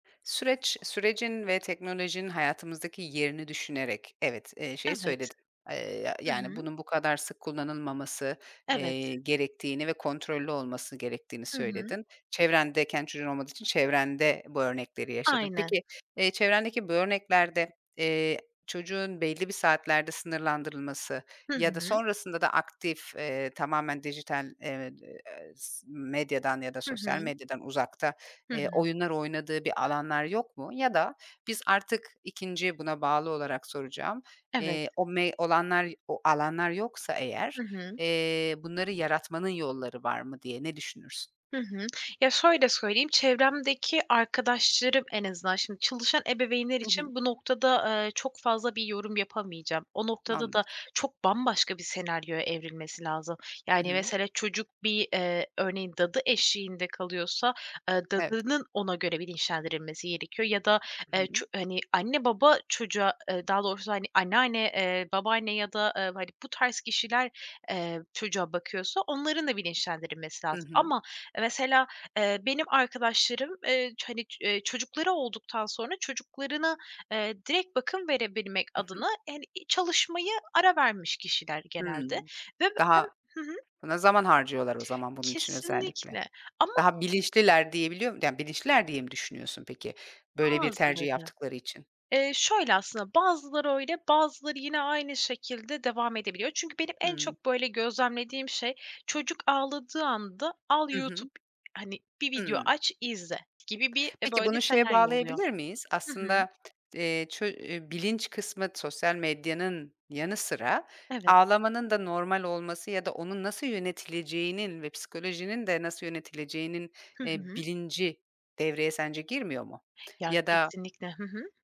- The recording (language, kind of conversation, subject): Turkish, podcast, Çocukların sosyal medya kullanımını ailece nasıl yönetmeliyiz?
- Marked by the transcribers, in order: other background noise; tapping